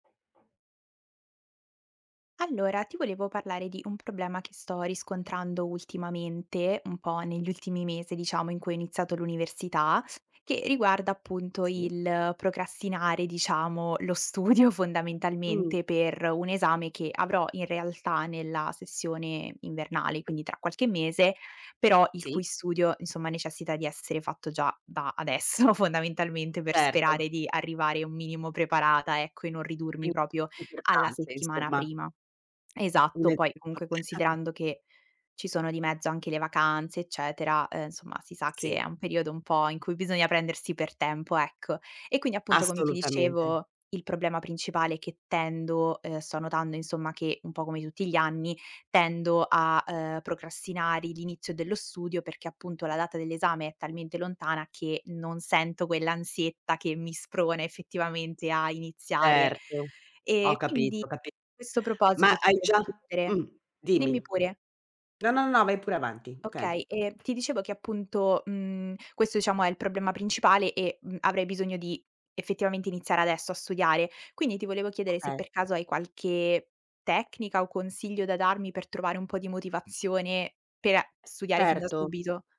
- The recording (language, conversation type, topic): Italian, advice, Perché procrastini i compiti importanti fino all’ultimo momento?
- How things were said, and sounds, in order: tapping; laughing while speaking: "studio"; laughing while speaking: "adesso"; "proprio" said as "propio"; unintelligible speech; other background noise; unintelligible speech